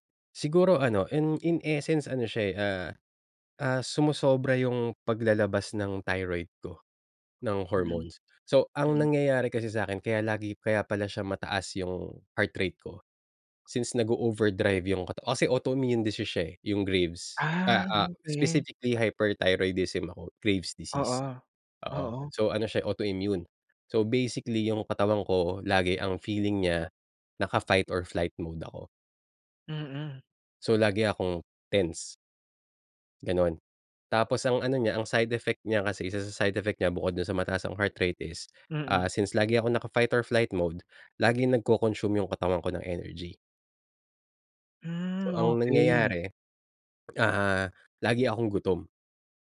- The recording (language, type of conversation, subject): Filipino, podcast, Anong simpleng gawi ang talagang nagbago ng buhay mo?
- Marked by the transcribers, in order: in English: "graves disease"; in English: "naka-fight or flight mode"; in English: "nagko-consume"